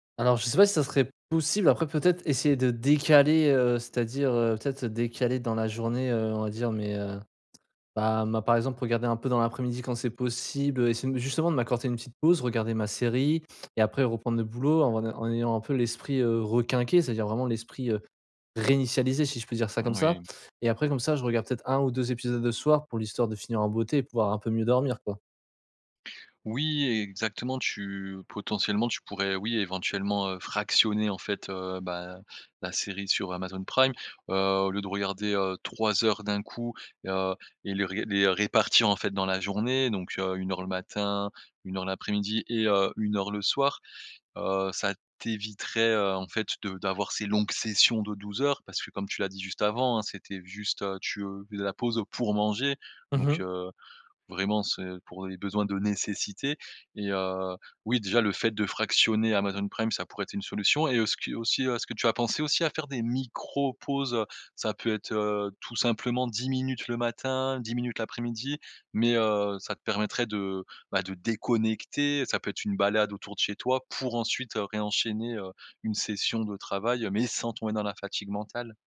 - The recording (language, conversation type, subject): French, advice, Comment prévenir la fatigue mentale et le burn-out après de longues sessions de concentration ?
- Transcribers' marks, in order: stressed: "réinitialisé"; other background noise; stressed: "déconnecter"